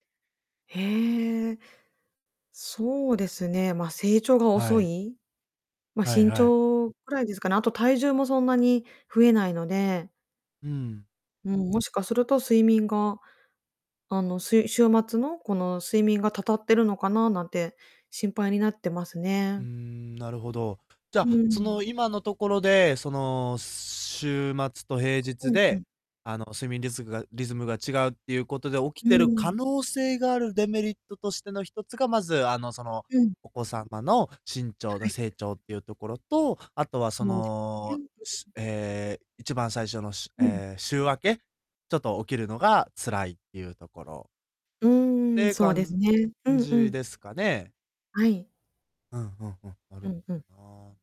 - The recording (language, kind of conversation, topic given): Japanese, advice, 睡眠リズムを安定させるためには、どのような習慣を身につければよいですか？
- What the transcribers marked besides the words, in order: distorted speech; other background noise